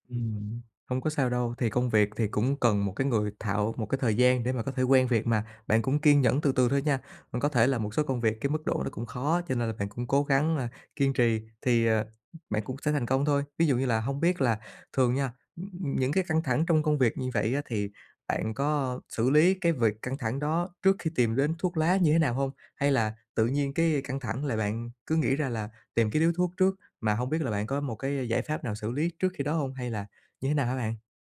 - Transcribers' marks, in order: other background noise; tapping
- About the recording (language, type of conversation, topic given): Vietnamese, advice, Làm thế nào để đối mặt với cơn thèm khát và kiềm chế nó hiệu quả?
- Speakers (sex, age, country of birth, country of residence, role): male, 20-24, Vietnam, Germany, user; male, 30-34, Vietnam, Vietnam, advisor